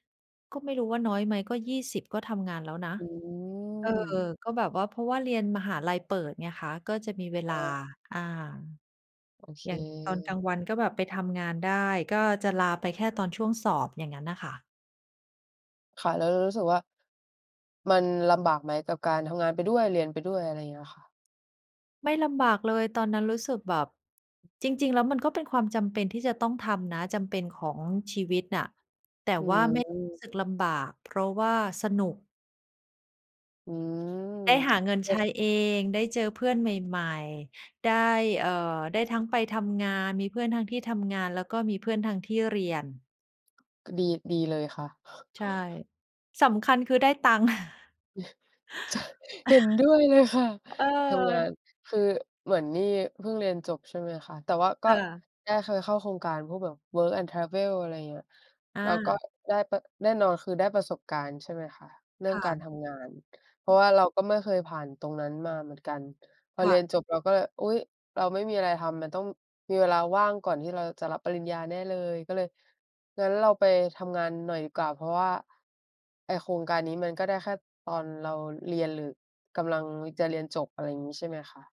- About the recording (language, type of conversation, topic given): Thai, unstructured, คุณคิดอย่างไรกับการเริ่มต้นทำงานตั้งแต่อายุยังน้อย?
- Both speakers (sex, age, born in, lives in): female, 20-24, Thailand, Thailand; female, 45-49, Thailand, Thailand
- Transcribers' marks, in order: drawn out: "อืม"; tsk; unintelligible speech; chuckle; laughing while speaking: "ใช่"; chuckle; other noise